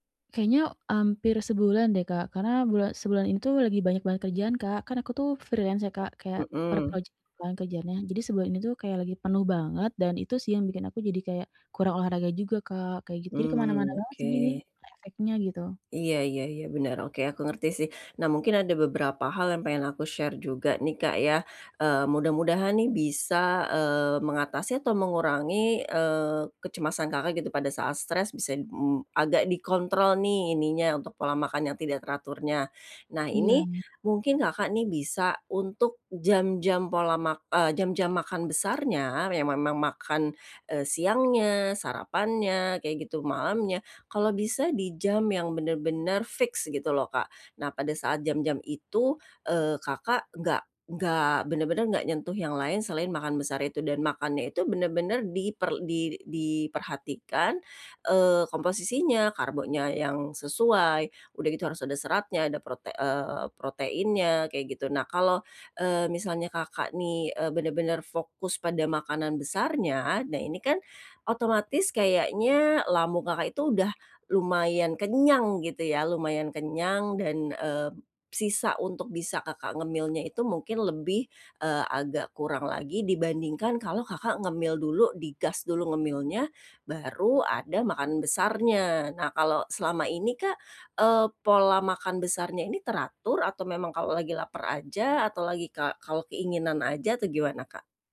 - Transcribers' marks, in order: in English: "freelance"; other background noise; in English: "share"
- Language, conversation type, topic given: Indonesian, advice, Bagaimana saya bisa menata pola makan untuk mengurangi kecemasan?
- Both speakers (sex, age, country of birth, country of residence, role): female, 35-39, Indonesia, Indonesia, user; female, 45-49, Indonesia, Indonesia, advisor